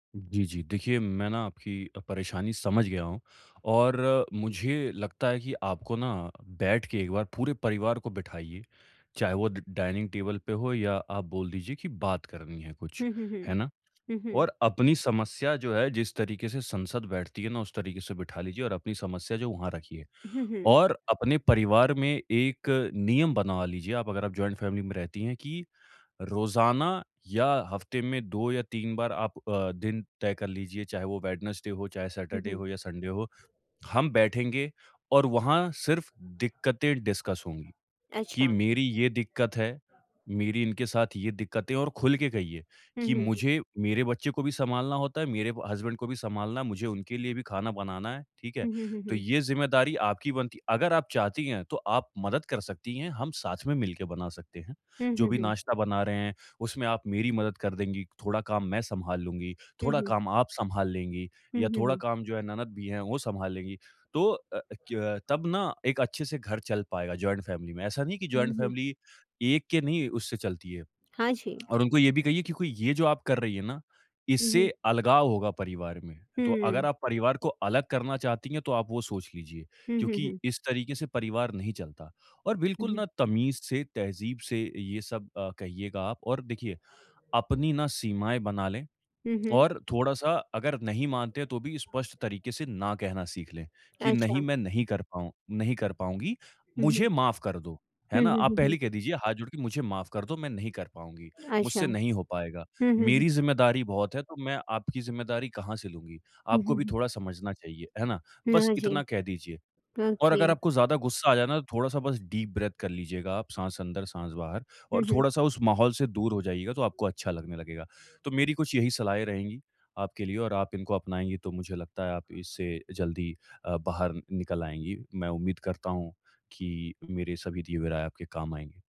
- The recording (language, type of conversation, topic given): Hindi, advice, मैं पारिवारिक संघर्षों में अपनी प्रतिक्रियाएँ कैसे बदल सकता/सकती हूँ?
- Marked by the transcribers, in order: in English: "जॉइंट फैमिली"; in English: "वेडनेसडे"; in English: "सैटरडे"; in English: "संडे"; in English: "डिस्कस"; in English: "हसबैंड"; in English: "जॉइंट फैमिली"; in English: "जॉइंट फैमिली"; tapping; other background noise; in English: "ओके"; in English: "डीप ब्रेथ"